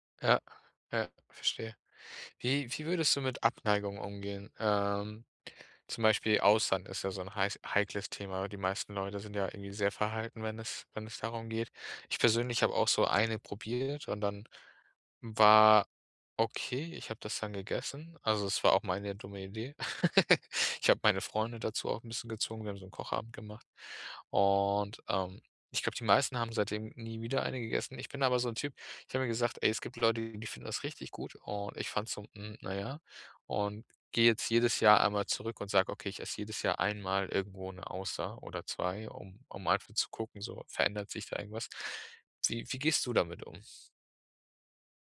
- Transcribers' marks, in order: laugh
- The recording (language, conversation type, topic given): German, podcast, Welche Tipps gibst du Einsteigerinnen und Einsteigern, um neue Geschmäcker zu entdecken?